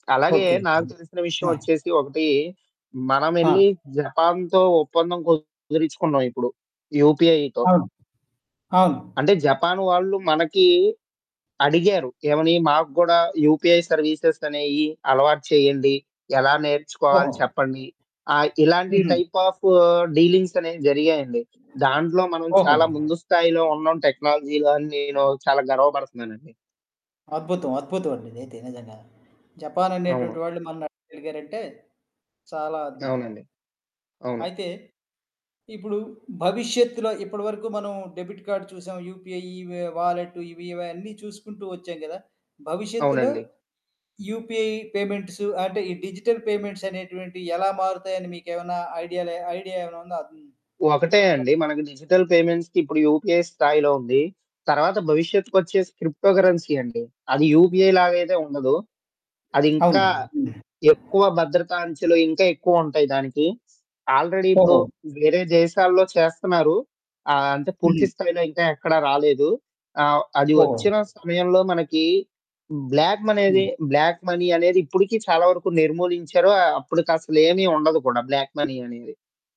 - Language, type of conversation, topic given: Telugu, podcast, డిజిటల్ చెల్లింపులు మీకు సౌకర్యంగా అనిపిస్తాయా?
- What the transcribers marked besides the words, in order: tapping; distorted speech; in English: "యూపీఐతో"; in English: "యూపీఐ సర్వీసెస్"; other background noise; in English: "టైప్ ఆఫ్ డీలింగ్స్"; in English: "టెక్నాలజీలో"; in English: "డెబిట్ కార్డ్"; in English: "యూపీఐ ఇ వాలెట్"; in English: "యూపీఐ పేమెంట్స్"; in English: "డిజిటల్ పేమెంట్స్"; in English: "డిజిటల్ పేమెంట్స్‌కి"; in English: "యూపీఐ"; in English: "క్రిప్టోకరెన్సీ"; in English: "యూపీఐ"; in English: "ఆల్రెడి"; in English: "బ్లాక్"; in English: "బ్లాక్ మనీ"; in English: "బ్లాక్ మనీ"